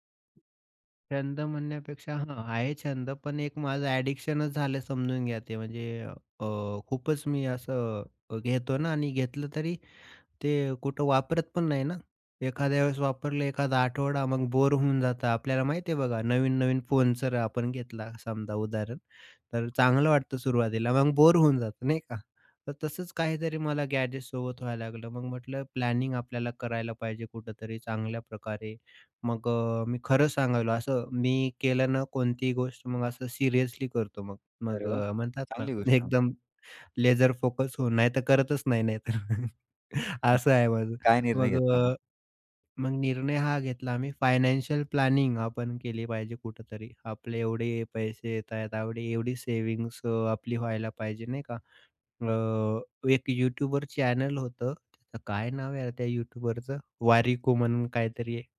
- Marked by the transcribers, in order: other background noise; in English: "ॲडिक्शनच"; in English: "गॅजेटसोबत"; in English: "प्लॅनिंग"; chuckle; in English: "प्लॅनिंग"; in English: "चॅनल"
- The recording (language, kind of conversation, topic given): Marathi, podcast, पैसे वाचवायचे की खर्च करायचे, याचा निर्णय तुम्ही कसा घेता?